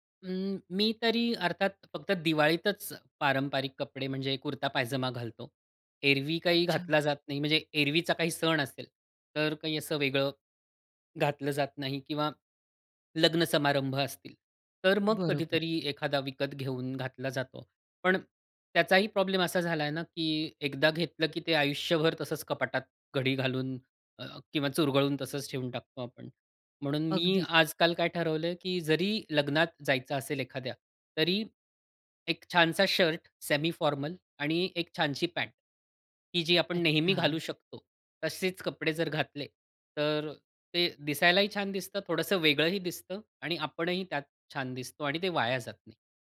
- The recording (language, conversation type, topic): Marathi, podcast, फॅशनसाठी तुम्हाला प्रेरणा कुठून मिळते?
- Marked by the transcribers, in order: other background noise; in English: "सेमी फॉर्मल"